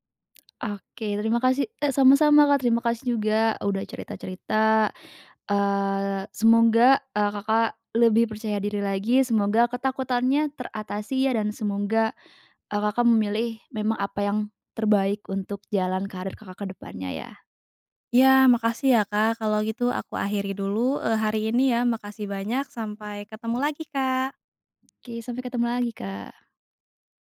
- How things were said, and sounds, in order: other background noise
- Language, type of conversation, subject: Indonesian, advice, Haruskah saya menerima promosi dengan tanggung jawab besar atau tetap di posisi yang nyaman?
- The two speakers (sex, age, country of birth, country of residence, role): female, 20-24, Indonesia, Indonesia, advisor; female, 30-34, Indonesia, Indonesia, user